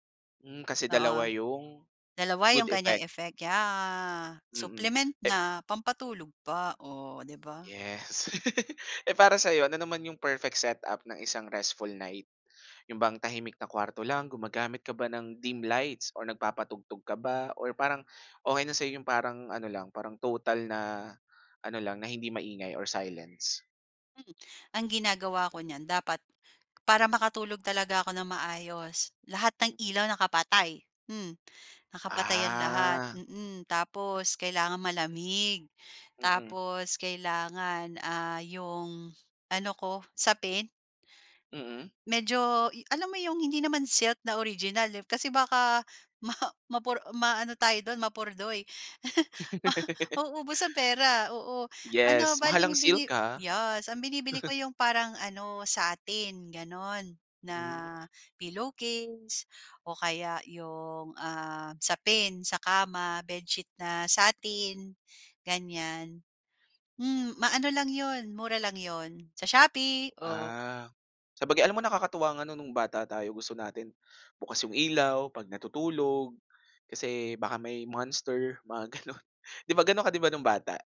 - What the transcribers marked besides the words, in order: laugh; tapping; other background noise; drawn out: "Ah"; laughing while speaking: "ma"; giggle; chuckle; snort; laughing while speaking: "gano'n"
- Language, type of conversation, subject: Filipino, podcast, Ano ang nakasanayan mong gawain bago matulog para mas mahimbing ang tulog mo?